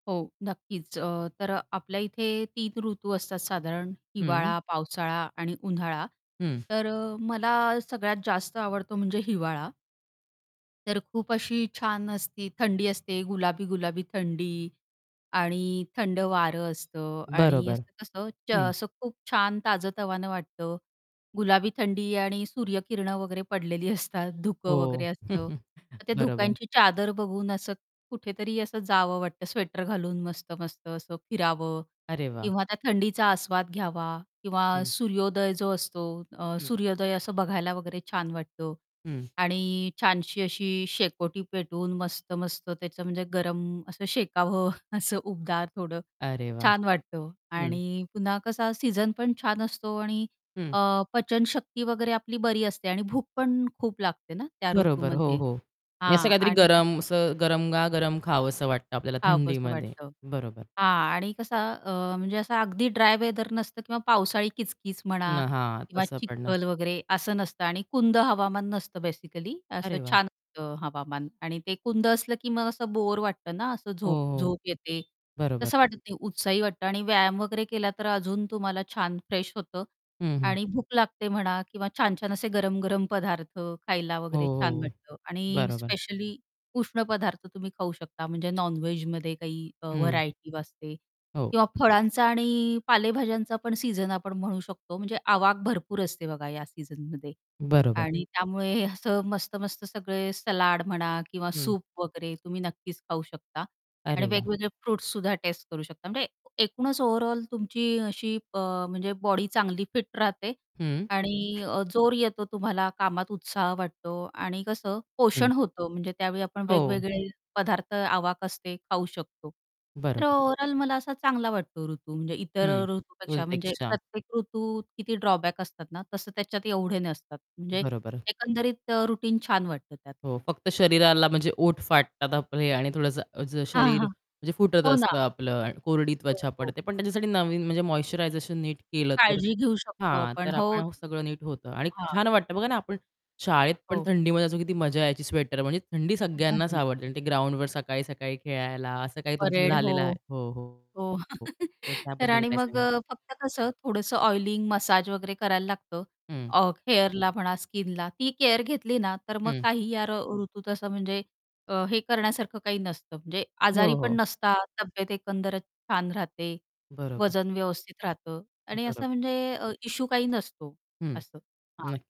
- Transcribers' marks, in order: static; other background noise; tapping; distorted speech; chuckle; laughing while speaking: "शेकावं"; in English: "वेदर"; in English: "बेसिकली"; in English: "नॉन-व्हेजमध्ये"; in English: "ओव्हरऑल"; in English: "ओव्हरऑल"; in English: "रुटीन"; laughing while speaking: "हां, हां"; chuckle
- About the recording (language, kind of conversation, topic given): Marathi, podcast, तुला कोणता ऋतू सर्वात जास्त आवडतो आणि का?